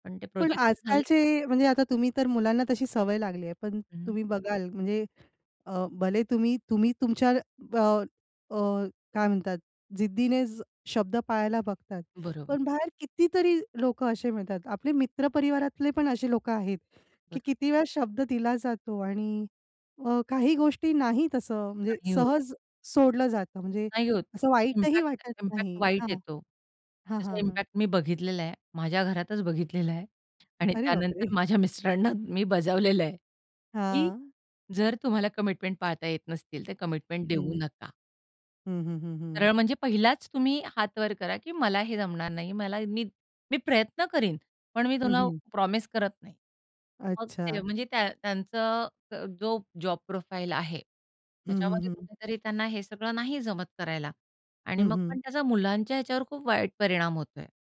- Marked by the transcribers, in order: unintelligible speech; other background noise; tapping; in English: "इम्पॅक्ट इम्पॅक्ट"; in English: "इम्पॅक्ट"; other noise; in English: "कमिटमेंट"; in English: "कमिटमेंट"; in English: "प्रोफाइल"
- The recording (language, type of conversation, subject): Marathi, podcast, वचन दिल्यावर ते पाळण्याबाबत तुमचा दृष्टिकोन काय आहे?